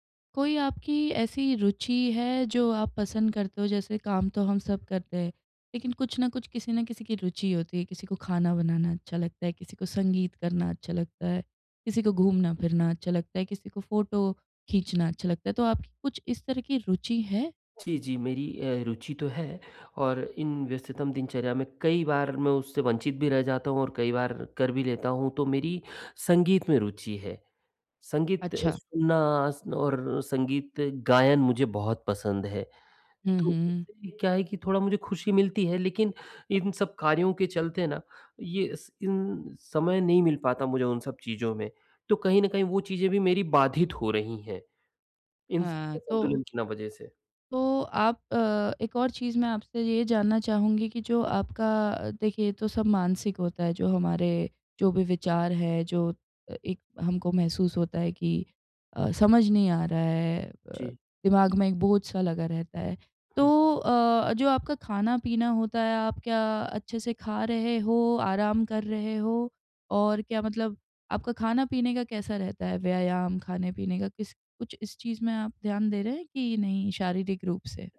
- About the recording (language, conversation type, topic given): Hindi, advice, मैं मानसिक स्पष्टता और एकाग्रता फिर से कैसे हासिल करूँ?
- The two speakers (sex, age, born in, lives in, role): female, 30-34, India, India, advisor; male, 45-49, India, India, user
- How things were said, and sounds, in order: none